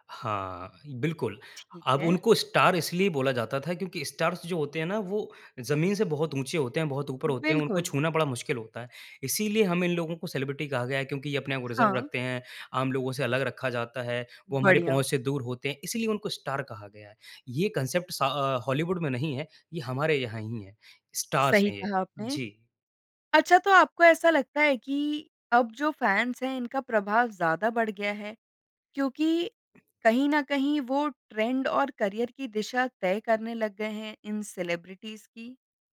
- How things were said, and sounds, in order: in English: "स्टार"; in English: "स्टार"; in English: "सेलिब्रिटी"; in English: "रिज़र्व"; in English: "स्टार"; in English: "कॉन्सेप्ट्स"; in English: "स्टार"; in English: "फैन्स"; in English: "ट्रेंड"; in English: "करिअर"; in English: "सेलेब्रिटीज"
- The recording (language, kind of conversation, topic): Hindi, podcast, सोशल मीडिया ने सेलिब्रिटी संस्कृति को कैसे बदला है, आपके विचार क्या हैं?